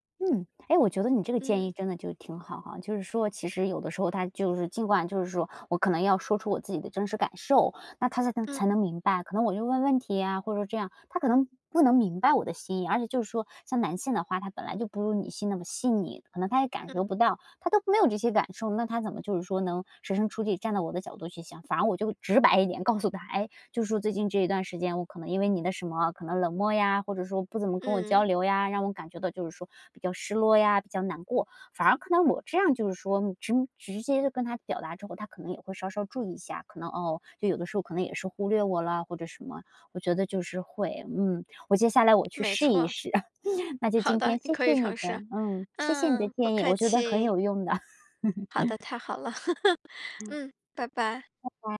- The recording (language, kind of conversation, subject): Chinese, advice, 当伴侣对你冷漠或变得疏远时，你会感到失落吗？
- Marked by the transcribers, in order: "说" said as "硕"; laugh; laugh